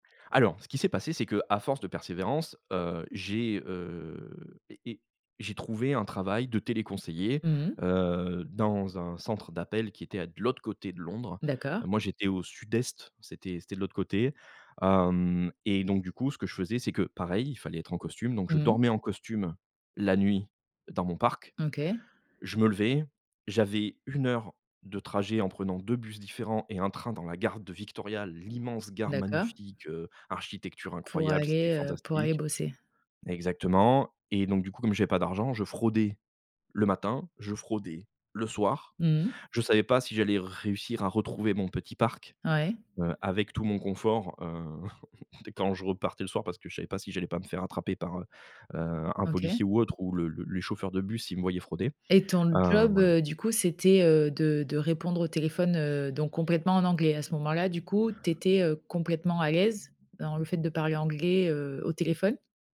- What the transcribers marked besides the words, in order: other background noise; chuckle
- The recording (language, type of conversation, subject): French, podcast, Peux-tu me raconter un voyage qui t’a vraiment marqué ?